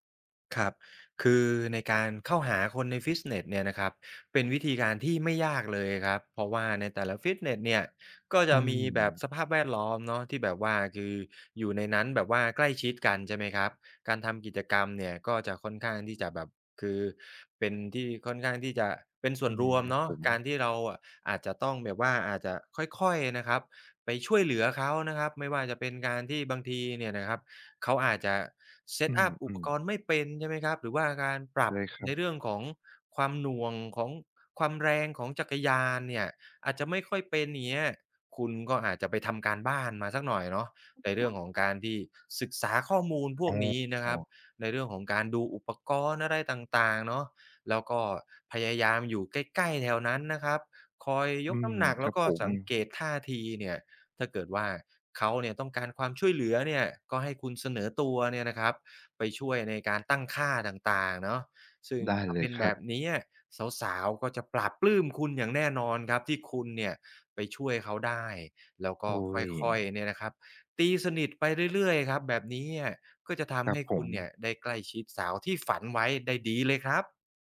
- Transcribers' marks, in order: in English: "Set up"; other background noise; tapping
- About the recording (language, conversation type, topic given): Thai, advice, เมื่อฉันยุ่งมากจนไม่มีเวลาไปฟิตเนส ควรจัดสรรเวลาออกกำลังกายอย่างไร?